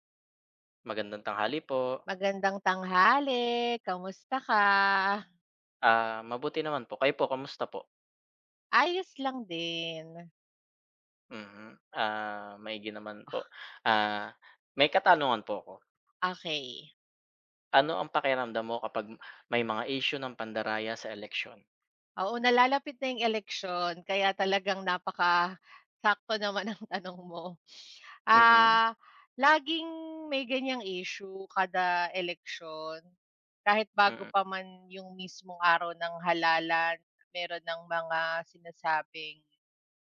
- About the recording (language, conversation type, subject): Filipino, unstructured, Ano ang nararamdaman mo kapag may mga isyu ng pandaraya sa eleksiyon?
- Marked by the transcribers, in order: other noise; laughing while speaking: "naman ng tanong mo"